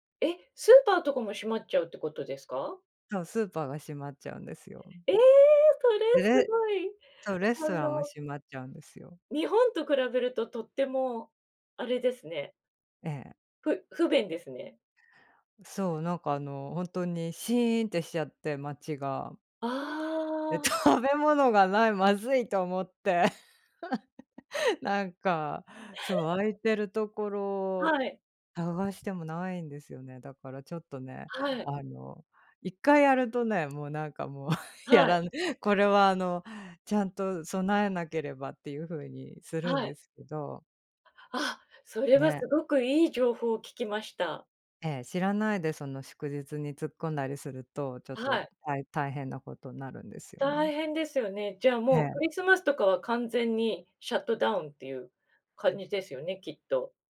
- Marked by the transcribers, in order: surprised: "ええ！それすごい。あの"; laughing while speaking: "食べ物がない、まずいと思って"; laugh; chuckle; chuckle; laughing while speaking: "やらない"
- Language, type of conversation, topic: Japanese, unstructured, 旅行で訪れてみたい国や場所はありますか？